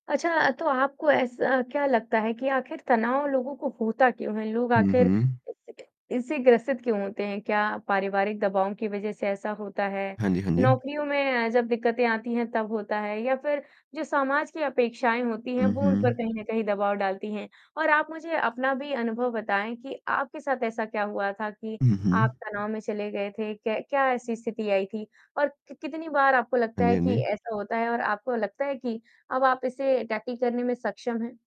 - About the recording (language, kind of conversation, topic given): Hindi, podcast, तनाव से निपटने के आपके तरीके क्या हैं?
- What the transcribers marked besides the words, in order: static; distorted speech; other background noise; in English: "टैकल"